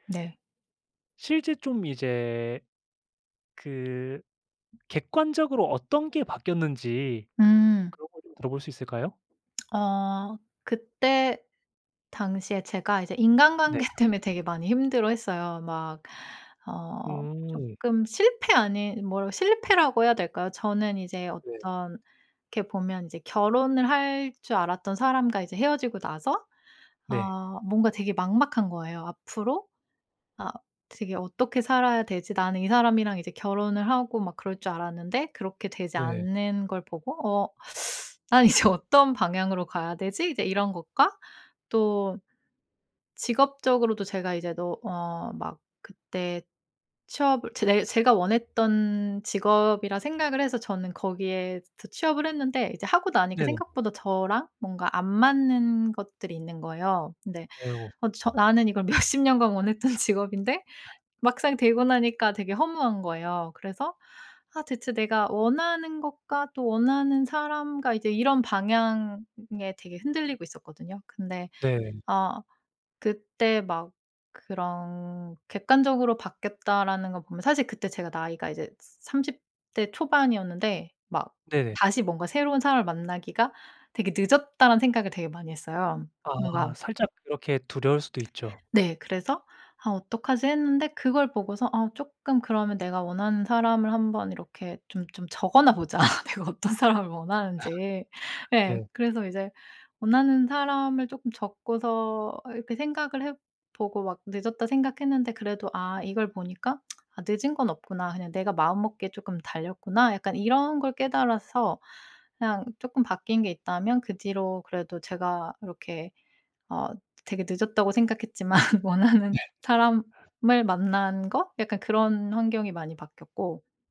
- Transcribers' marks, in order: other background noise; lip smack; teeth sucking; laughing while speaking: "'난 이제"; tapping; laughing while speaking: "몇십 년간 원했던"; lip smack; laughing while speaking: "보자. 내가 어떤 사람을"; laugh; lip smack; laughing while speaking: "생각했지만 원하는"
- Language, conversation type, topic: Korean, podcast, 삶을 바꿔 놓은 책이나 영화가 있나요?